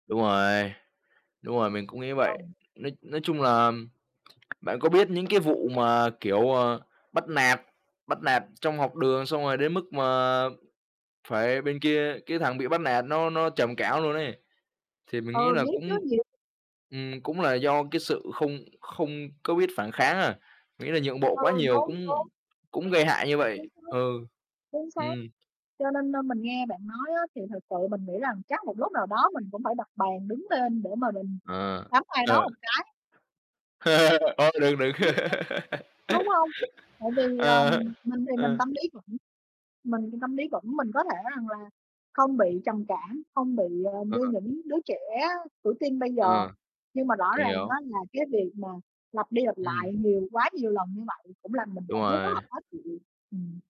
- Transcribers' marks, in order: tapping; static; distorted speech; laugh; laugh; laughing while speaking: "Ờ"; other noise; other background noise
- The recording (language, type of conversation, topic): Vietnamese, unstructured, Bạn sẽ làm gì khi cả hai bên đều không chịu nhượng bộ?
- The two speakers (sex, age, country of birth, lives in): female, 50-54, Vietnam, Vietnam; male, 20-24, Vietnam, Vietnam